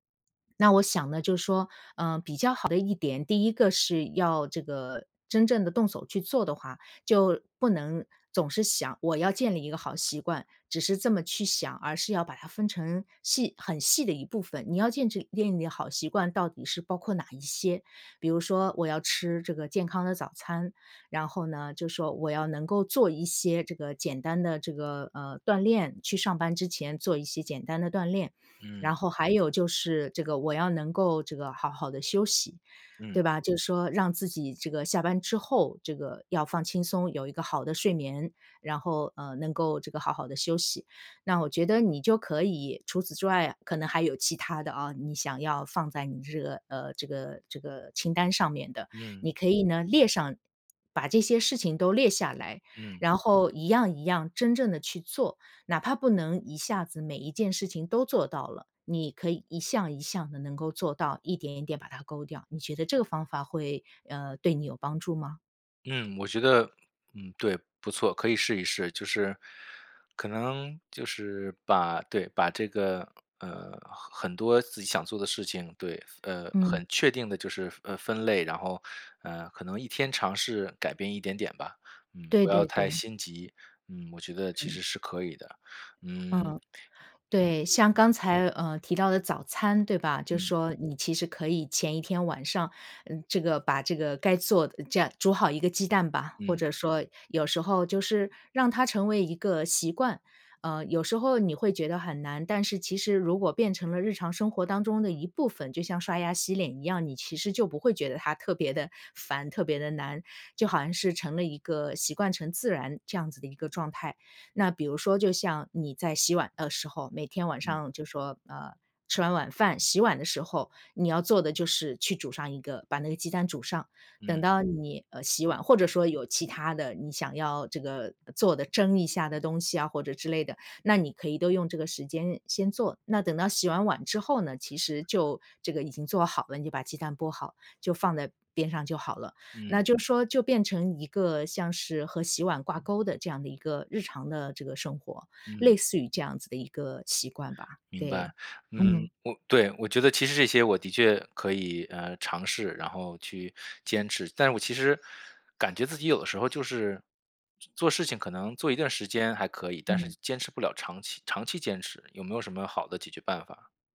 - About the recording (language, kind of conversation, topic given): Chinese, advice, 你想如何建立稳定的晨间习惯并坚持下去？
- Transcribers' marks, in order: "手" said as "叟"; other background noise; tapping